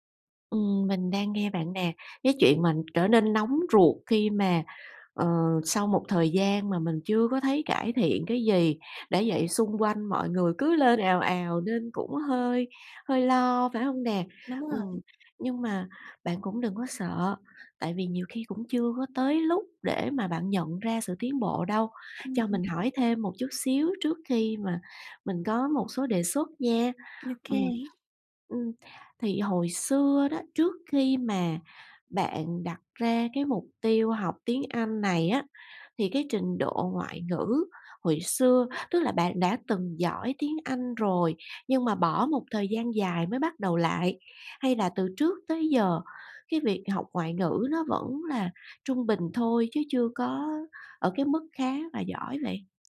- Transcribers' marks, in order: tapping
- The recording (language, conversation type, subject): Vietnamese, advice, Tại sao tôi tiến bộ chậm dù nỗ lực đều đặn?